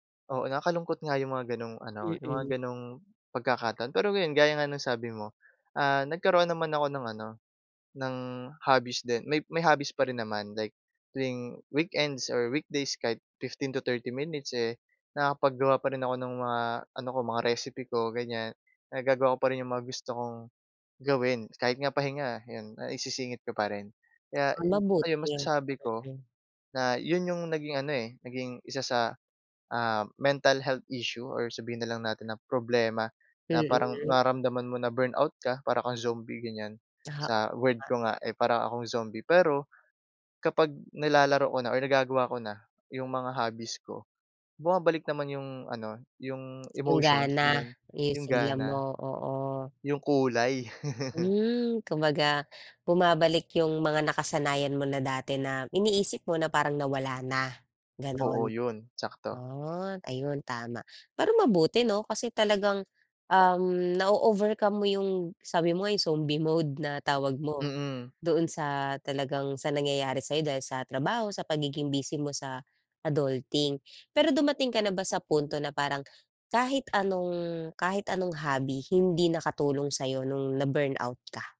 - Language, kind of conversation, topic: Filipino, podcast, Paano ka nakagagawa ng oras para sa libangan mo kahit abala ka?
- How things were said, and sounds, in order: chuckle; gasp; tapping; other background noise